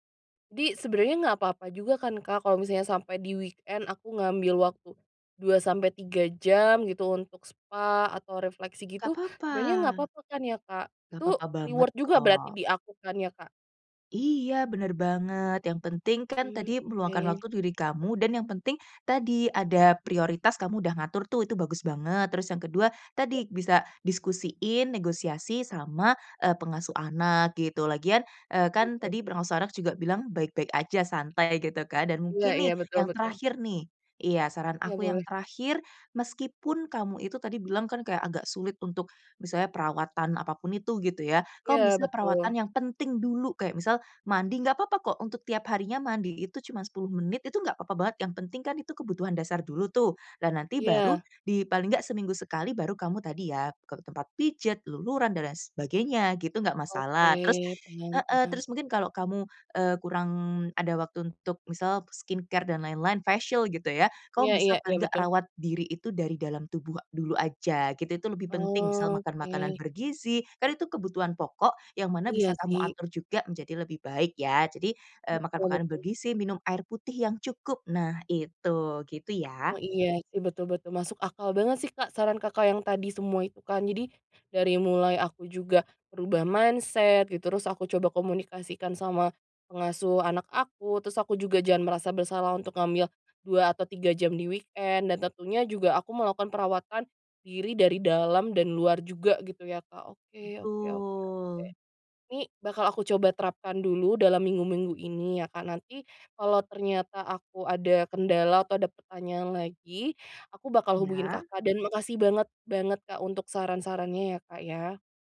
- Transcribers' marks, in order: in English: "weekend"; in English: "reward"; tapping; unintelligible speech; in English: "skincare"; other background noise; in English: "mindset"; in English: "weekend"
- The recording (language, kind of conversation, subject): Indonesian, advice, Bagaimana cara menyeimbangkan perawatan diri dan tanggung jawab?